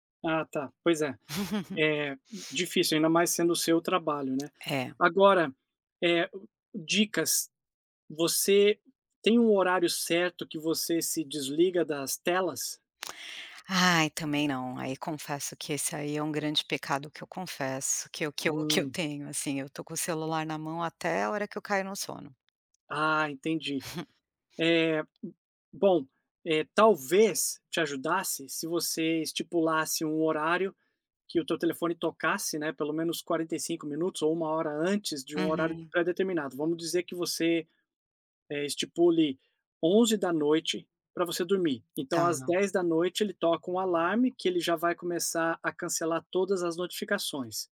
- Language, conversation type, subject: Portuguese, advice, Por que acordo cansado mesmo após uma noite completa de sono?
- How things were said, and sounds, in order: laugh; tapping; other background noise; chuckle